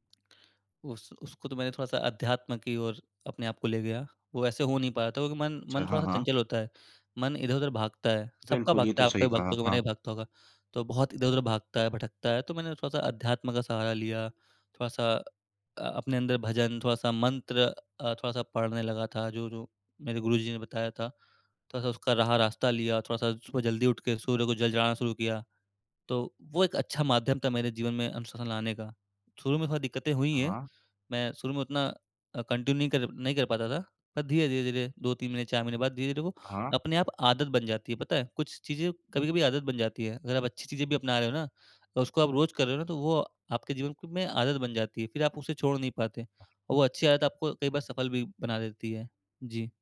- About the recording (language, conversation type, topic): Hindi, podcast, आपने कोई बुरी आदत कैसे छोड़ी, अपना अनुभव साझा करेंगे?
- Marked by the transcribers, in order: in English: "कंटिन्यू"